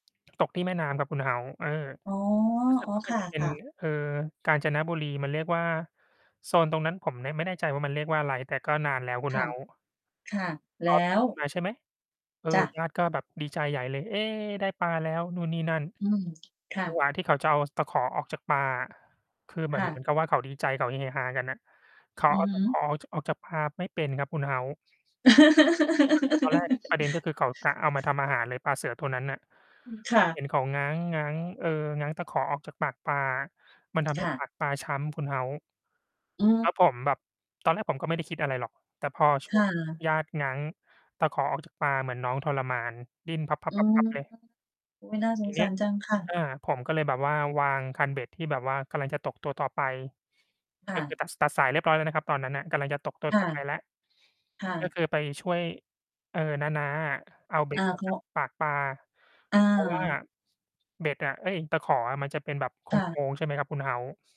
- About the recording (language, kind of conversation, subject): Thai, unstructured, คุณรู้สึกอย่างไรเมื่อทำอาหารเป็นงานอดิเรก?
- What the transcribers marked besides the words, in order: distorted speech; mechanical hum; tapping; laugh